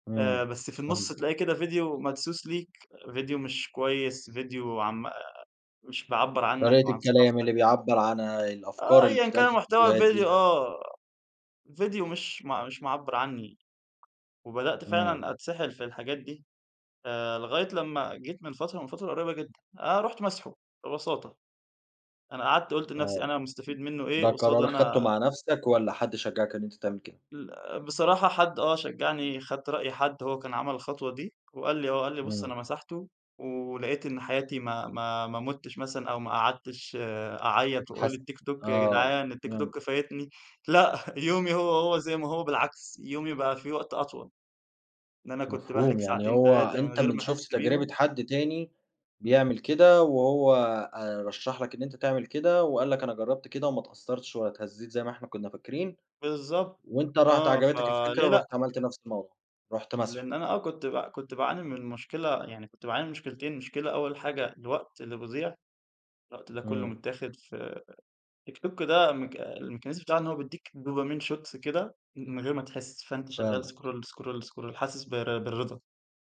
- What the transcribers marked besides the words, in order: tapping; in English: "الmechanism"; in English: "dopamine shots"; in English: "scroll ,scroll, scroll"
- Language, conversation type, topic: Arabic, podcast, إيه تأثير السوشيال ميديا على شخصيتك؟